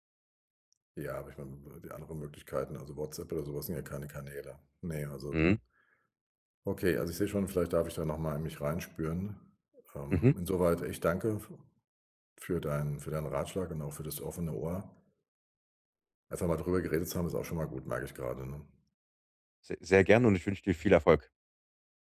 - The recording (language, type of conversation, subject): German, advice, Wie kann ich die Vergangenheit loslassen, um bereit für eine neue Beziehung zu sein?
- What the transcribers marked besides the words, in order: none